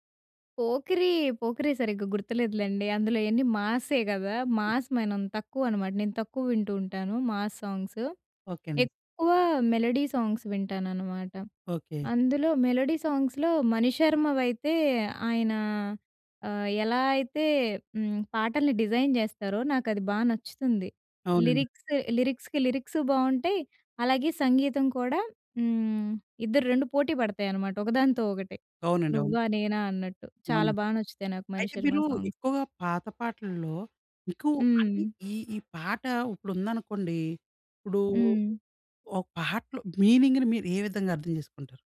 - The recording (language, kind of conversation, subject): Telugu, podcast, పాత పాటలు మీకు జ్ఞాపకాలు ఎలా గుర్తు చేస్తాయి?
- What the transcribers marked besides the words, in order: in English: "మాస్"; in English: "మాస్ సాంగ్స్"; in English: "మెలోడీ సాంగ్స్"; in English: "మెలోడీ సాంగ్స్‌లో"; in English: "డిజైన్"; in English: "లిరిక్స్ లిరిక్స్‌కి"; in English: "సాంగ్స్"; in English: "మీనింగ్‌ని"